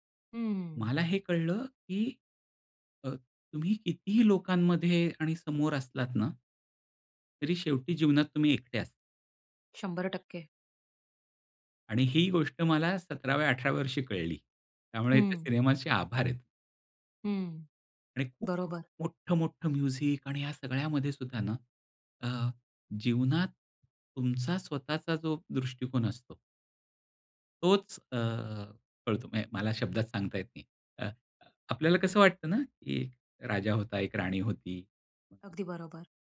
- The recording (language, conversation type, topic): Marathi, podcast, तुमच्या आयुष्यातील सर्वात आवडती संगीताची आठवण कोणती आहे?
- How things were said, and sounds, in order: tapping